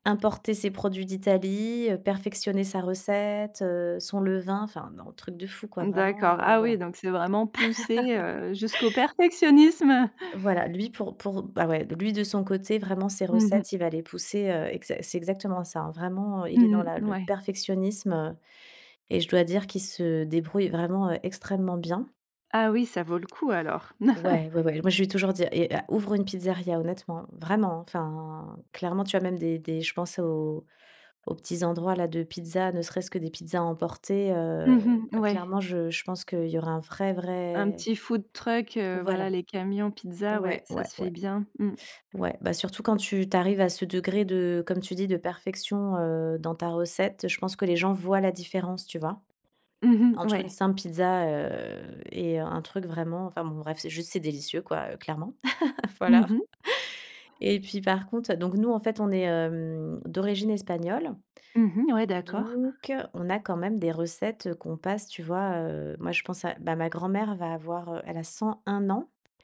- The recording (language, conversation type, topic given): French, podcast, Quelles recettes se transmettent chez toi de génération en génération ?
- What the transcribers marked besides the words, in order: other background noise; laugh; laughing while speaking: "perfectionnisme"; chuckle; stressed: "vraiment"; drawn out: "enfin"; drawn out: "heu"; drawn out: "vrai"; stressed: "voient"; drawn out: "heu"; laugh; drawn out: "hem"; drawn out: "Donc"